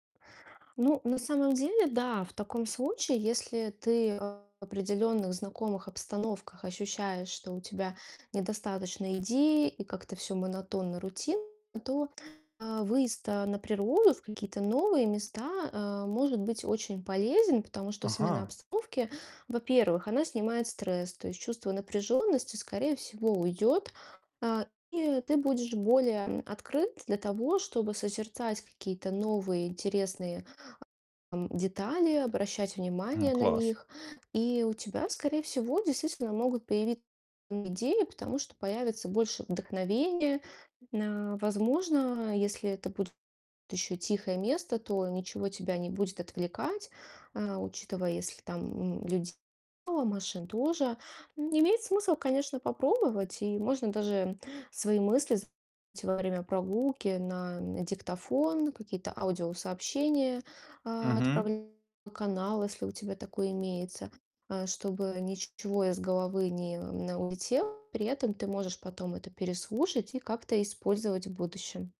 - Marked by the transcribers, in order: distorted speech
- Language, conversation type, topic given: Russian, advice, Как прогулки на природе могут помочь мне найти новые идеи?